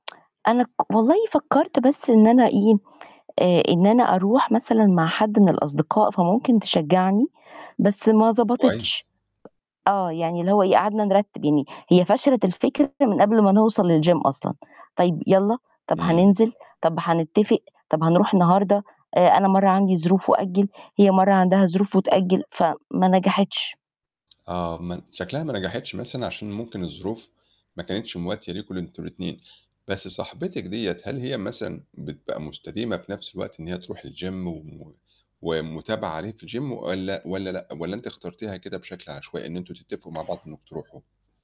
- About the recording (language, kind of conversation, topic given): Arabic, advice, إزاي أتعامل مع التوتر والخجل وأنا رايح الجيم لأول مرة؟
- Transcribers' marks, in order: tapping; distorted speech; in English: "للgym"; in English: "الgym"; in English: "الgym"